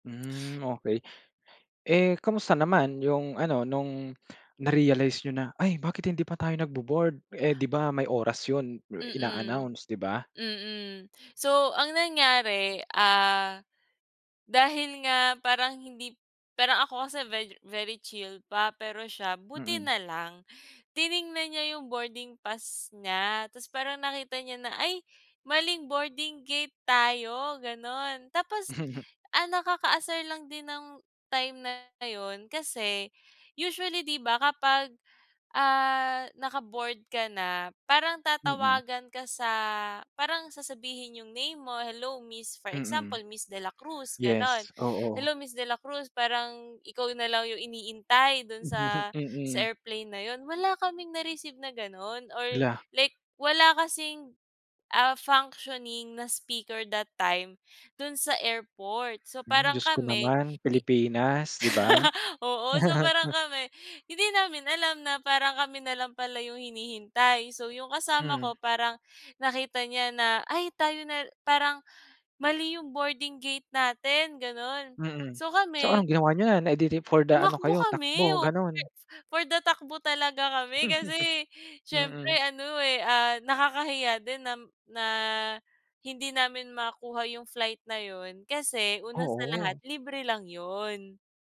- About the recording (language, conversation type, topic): Filipino, podcast, May naging aberya ka na ba sa biyahe na kinukuwento mo pa rin hanggang ngayon?
- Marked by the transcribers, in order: lip smack; gasp; gasp; gasp; gasp; in English: "very chill"; gasp; gasp; gasp; chuckle; gasp; chuckle; gasp; gasp; in English: "functioning"; in English: "speaker that time"; gasp; gasp; laugh; laughing while speaking: "oo, so parang kami"; gasp; chuckle; gasp; gasp; gasp; unintelligible speech; chuckle; gasp; gasp